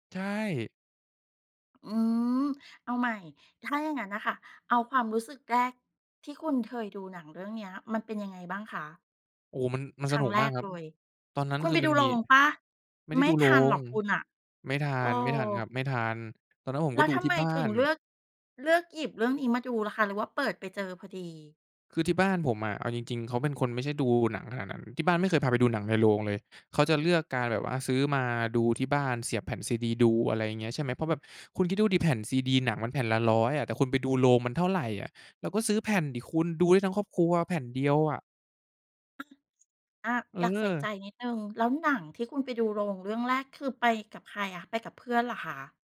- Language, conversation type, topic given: Thai, podcast, คุณชอบดูหนังแนวไหนเวลาอยากหนีความเครียด?
- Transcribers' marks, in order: other noise